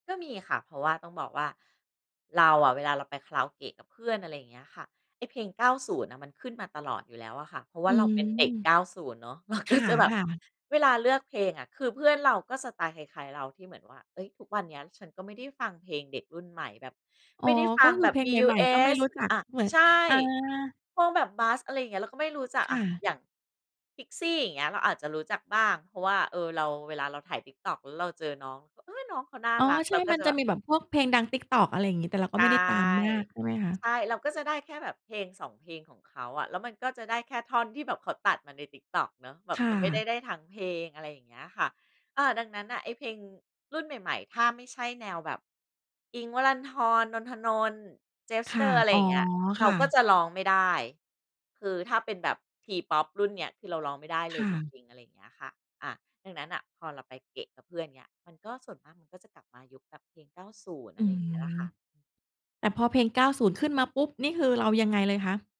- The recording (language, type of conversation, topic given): Thai, podcast, เพลงอะไรที่ทำให้คุณนึกถึงวัยเด็กมากที่สุด?
- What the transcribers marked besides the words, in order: laughing while speaking: "เราก็"